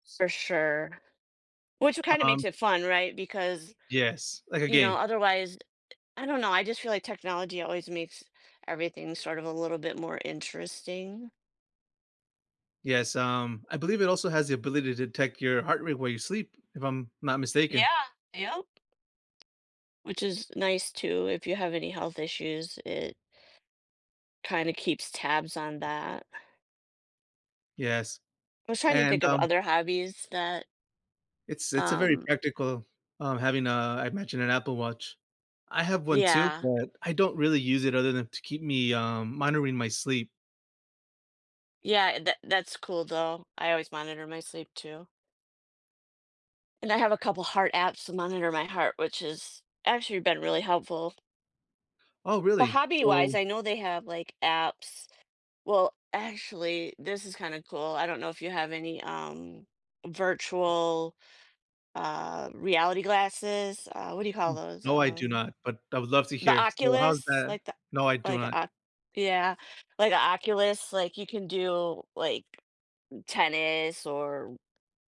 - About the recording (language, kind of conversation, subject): English, unstructured, How has technology changed the way you enjoy your favorite activities?
- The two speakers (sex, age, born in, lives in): female, 50-54, United States, United States; male, 35-39, United States, United States
- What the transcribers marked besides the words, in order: tapping; other background noise; swallow